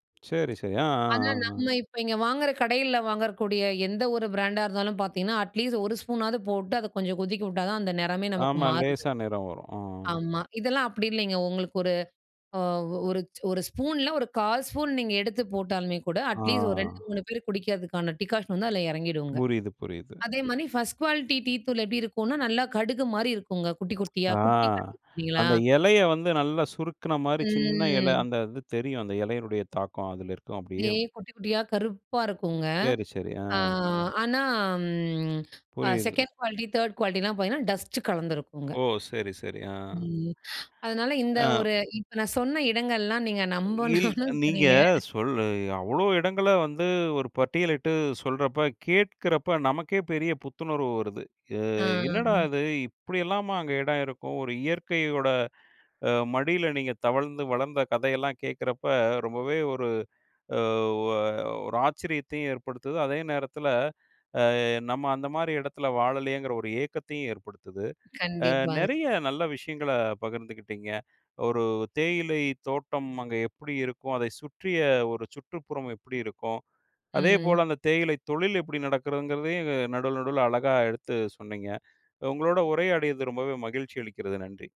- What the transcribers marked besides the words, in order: other noise; in English: "பிராண்டா"; in English: "அட்லீஸ்ட்"; in English: "அட்லீஸ்ட்"; in English: "ஃபர்ஸ்ட்டு குவாலிட்டி"; unintelligible speech; drawn out: "ம்"; in English: "செகண்ட் குவாலிட்டி, தேர்ட் குவாலிட்டில்லாம்"; in English: "டஸ்ட்டு"; other background noise; laughing while speaking: "நீங்க நம்புனாலும் சரிங்க"
- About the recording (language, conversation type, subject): Tamil, podcast, பழைய நினைவுகளை எழுப்பும் இடம் பற்றி பேசலாமா?